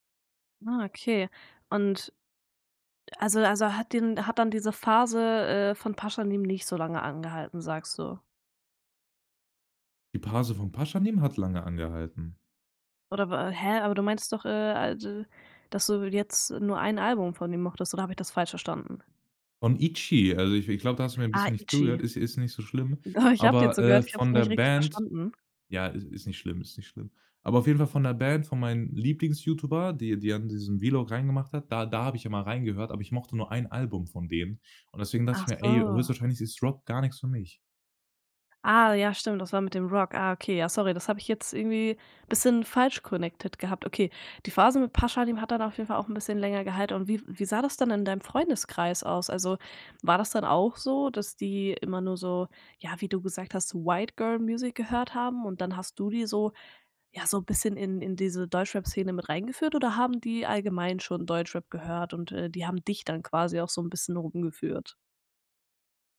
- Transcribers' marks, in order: "Phase" said as "Pase"; laughing while speaking: "Doch"; other background noise; in English: "connected"; in English: "White Girl Music"
- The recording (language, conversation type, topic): German, podcast, Welche Musik hat deine Jugend geprägt?